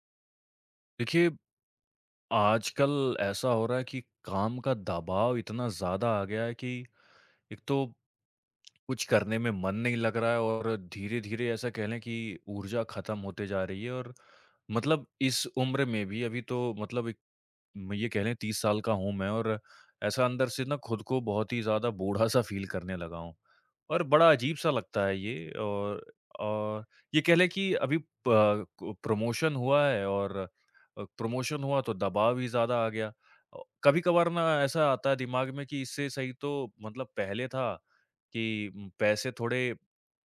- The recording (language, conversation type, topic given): Hindi, advice, लगातार काम के दबाव से ऊर्जा खत्म होना और रोज मन न लगना
- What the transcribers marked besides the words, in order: in English: "फ़ील"; in English: "प्रमोशन"; in English: "प्रमोशन"